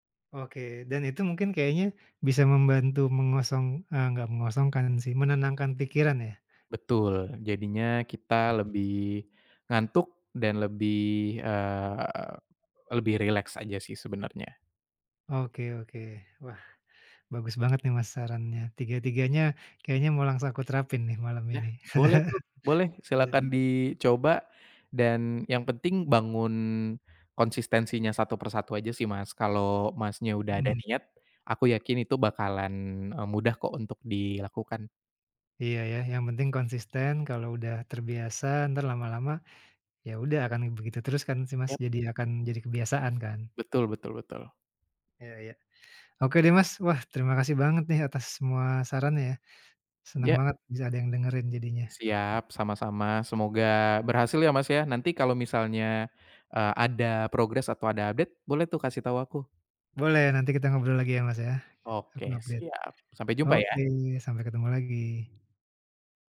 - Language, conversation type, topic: Indonesian, advice, Bagaimana kebiasaan menatap layar di malam hari membuatmu sulit menenangkan pikiran dan cepat tertidur?
- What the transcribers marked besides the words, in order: other background noise; chuckle; in English: "update"; in English: "update"